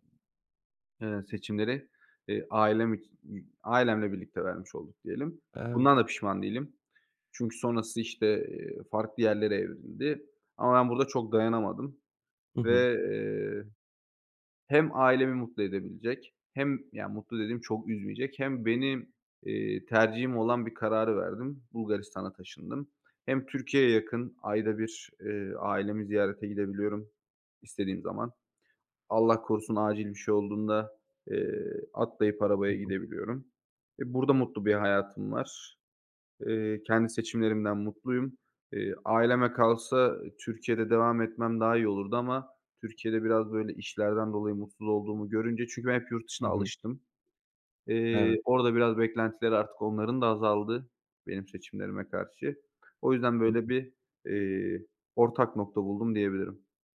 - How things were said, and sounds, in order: other background noise; unintelligible speech
- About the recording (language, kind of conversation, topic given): Turkish, podcast, Aile beklentileri seçimlerini sence nasıl etkiler?